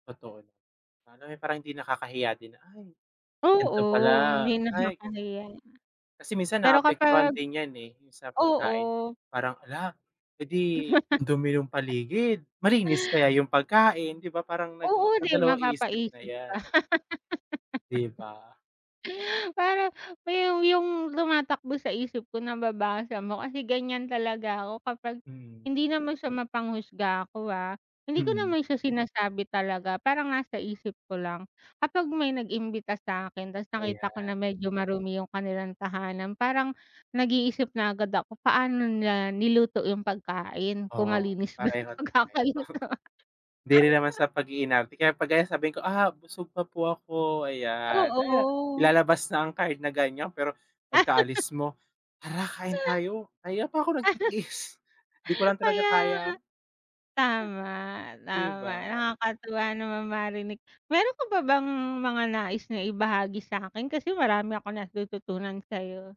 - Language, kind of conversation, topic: Filipino, unstructured, Paano mo inihahanda ang isang espesyal na handa para sa mga bisita?
- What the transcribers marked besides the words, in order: laugh; laugh; chuckle; laugh; laugh; laugh